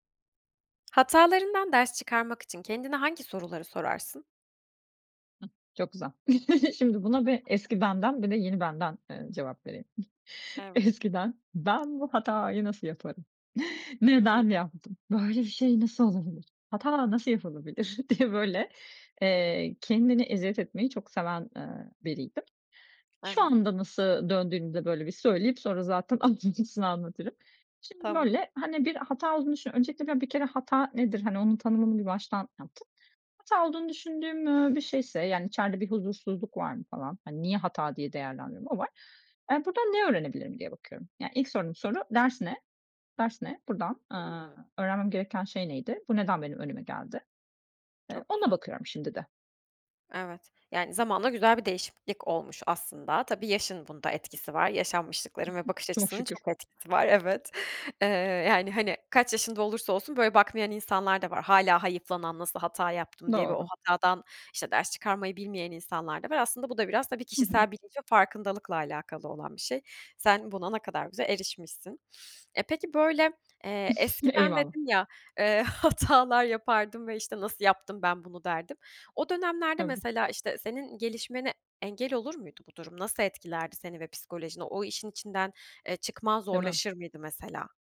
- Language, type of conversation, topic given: Turkish, podcast, Hatalardan ders çıkarmak için hangi soruları sorarsın?
- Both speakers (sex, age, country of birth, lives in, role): female, 25-29, Turkey, Germany, host; female, 40-44, Turkey, Greece, guest
- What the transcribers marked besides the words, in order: other background noise; other noise; chuckle; tapping; laughing while speaking: "Eskiden ben, Bu hatayı nasıl … yapılabilir? diye böyle"; laughing while speaking: "ayrıntısını"; chuckle; snort; laughing while speaking: "hatalar"